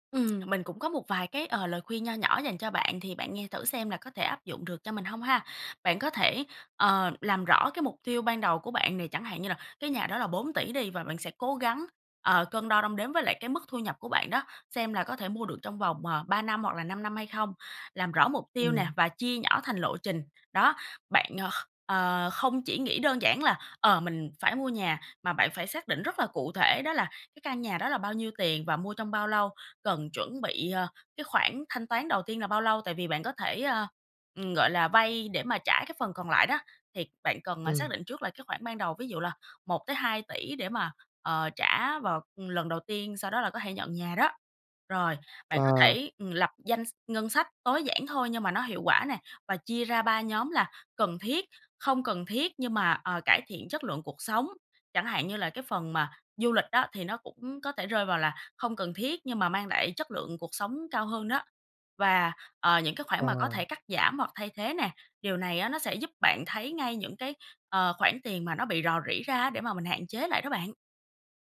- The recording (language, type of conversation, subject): Vietnamese, advice, Làm sao để dành tiền cho mục tiêu lớn như mua nhà?
- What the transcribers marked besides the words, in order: tapping; other background noise